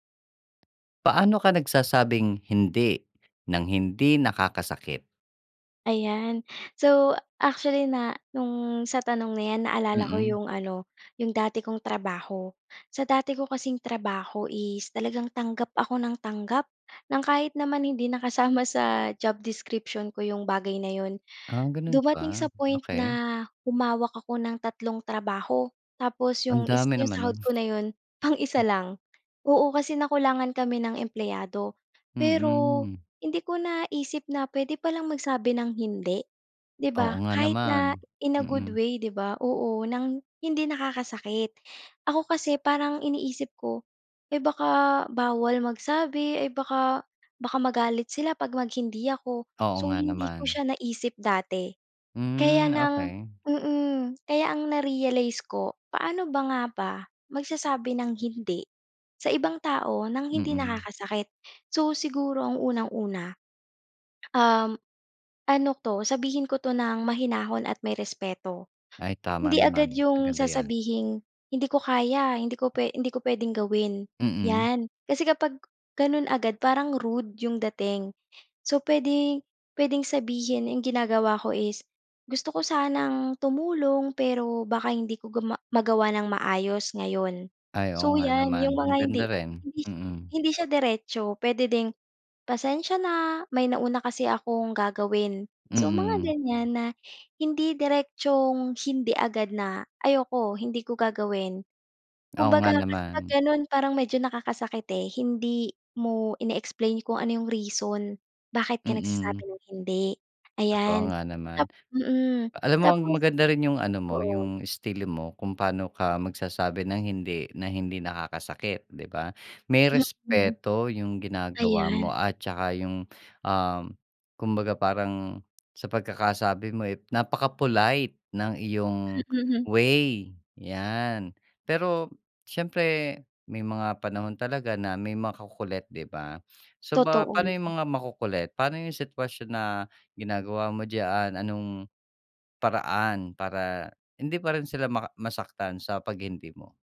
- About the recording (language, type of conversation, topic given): Filipino, podcast, Paano ka tumatanggi nang hindi nakakasakit?
- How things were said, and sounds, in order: tapping; other background noise; chuckle